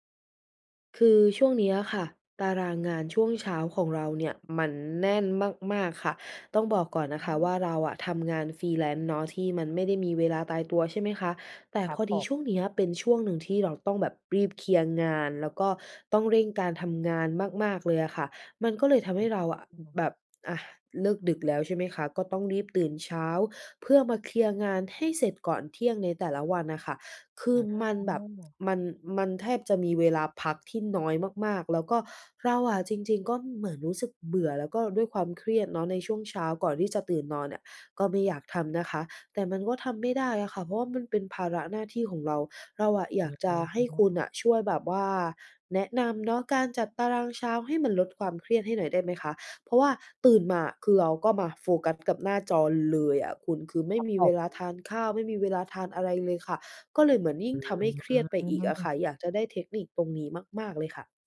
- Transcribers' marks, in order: in English: "Freelance"; other noise
- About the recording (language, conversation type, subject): Thai, advice, จะจัดตารางตอนเช้าเพื่อลดความเครียดและทำให้รู้สึกมีพลังได้อย่างไร?